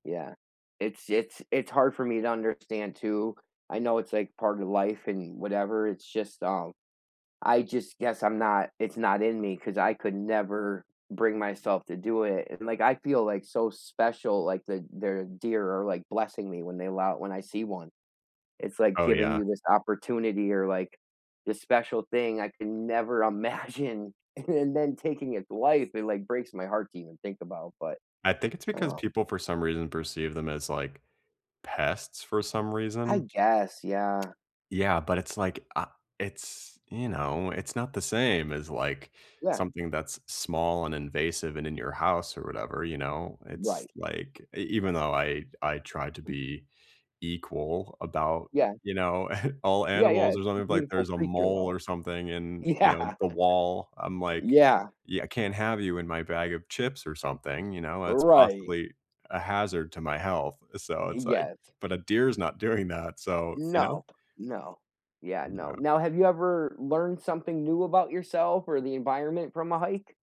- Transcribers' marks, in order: stressed: "imagine"; laughing while speaking: "and then"; other background noise; chuckle; laughing while speaking: "Yeah"; laughing while speaking: "doing that"
- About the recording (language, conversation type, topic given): English, unstructured, What’s a memorable hiking or nature walk experience you’ve had?
- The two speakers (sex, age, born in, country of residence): male, 35-39, United States, United States; male, 45-49, United States, United States